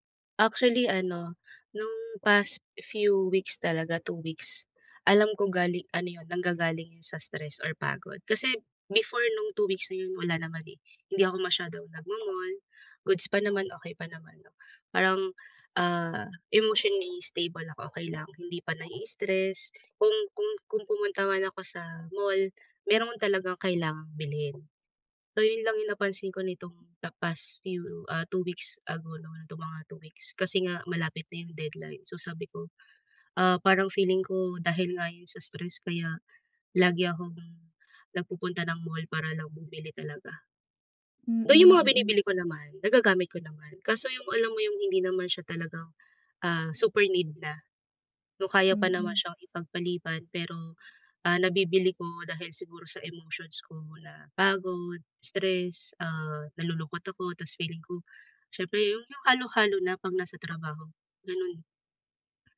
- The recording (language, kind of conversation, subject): Filipino, advice, Bakit lagi akong gumagastos bilang gantimpala kapag nai-stress ako, at paano ko ito maiiwasan?
- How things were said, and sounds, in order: tapping; other background noise